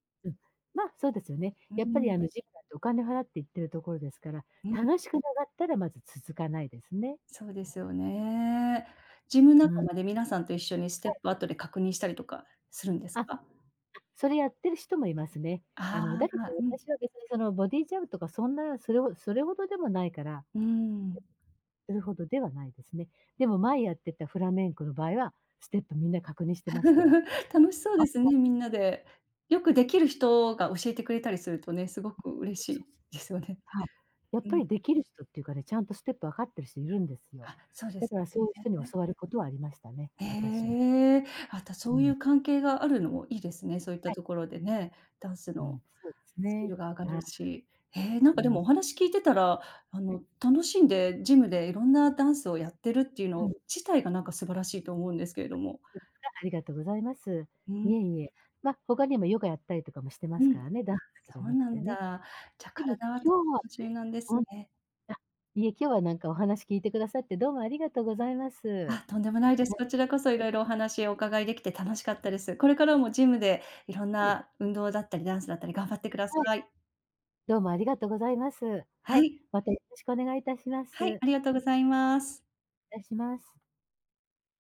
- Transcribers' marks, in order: other background noise; other noise; chuckle; laughing while speaking: "嬉しいですよね"; unintelligible speech
- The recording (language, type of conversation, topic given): Japanese, advice, ジムで他人と比べて自己嫌悪になるのをやめるにはどうしたらいいですか？